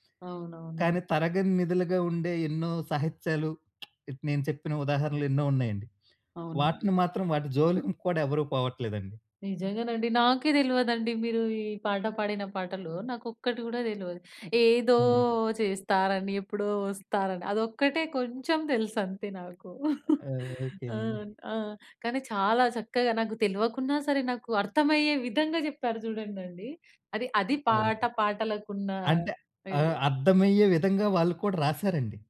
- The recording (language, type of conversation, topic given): Telugu, podcast, పాత పాటలు వింటే మీ మనసులో ఎలాంటి మార్పులు వస్తాయి?
- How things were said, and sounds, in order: "సాహిత్యాలు" said as "సహిత్యాలు"; tapping; singing: "ఏదో చేస్తారని, ఎప్పుడో వస్తారని"; chuckle; other background noise